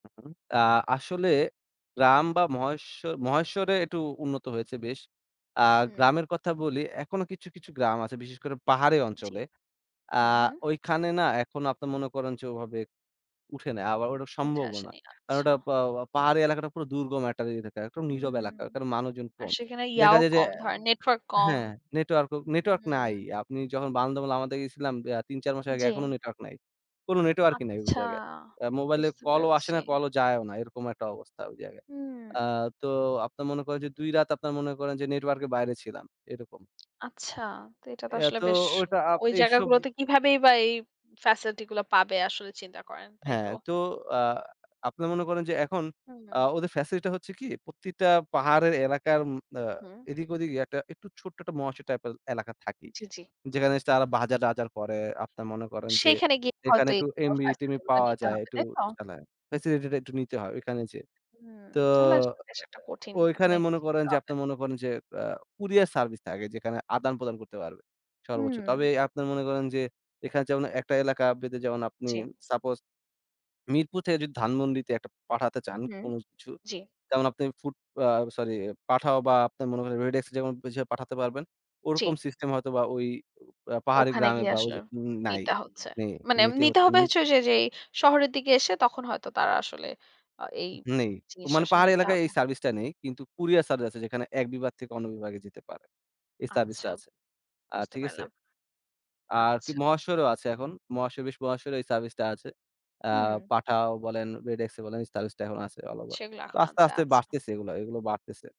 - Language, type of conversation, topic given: Bengali, podcast, রাইড শেয়ারিং ও ডেলিভারি অ্যাপ দৈনন্দিন জীবনে কীভাবে কাজে লাগে?
- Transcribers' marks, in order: unintelligible speech; other background noise; tapping; "টাইপের" said as "টাইপেল"; unintelligible speech; other noise